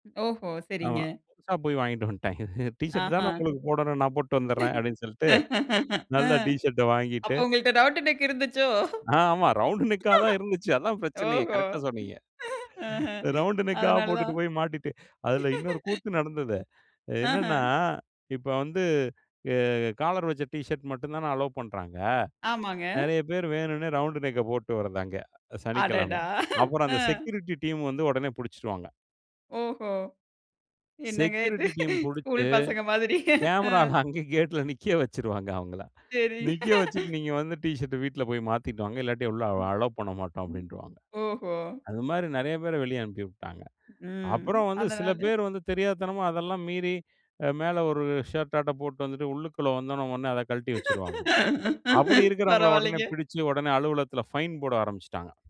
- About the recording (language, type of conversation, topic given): Tamil, podcast, தொழில்முறை வாழ்க்கைக்கும் உங்கள் தனிப்பட்ட அலங்கார பாணிக்கும் இடையிலான சமநிலையை நீங்கள் எப்படி வைத்துக்கொள்கிறீர்கள்?
- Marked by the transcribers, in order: laugh; laugh; giggle; chuckle; giggle; laughing while speaking: "என்னங்க இது ஸ்கூல் பசங்க மாதிரி. அ"; laughing while speaking: "கேமராவ்ல அங்கே கேட்ல நிக்க வச்சுடுவாங்க அவங்கள"; giggle; laugh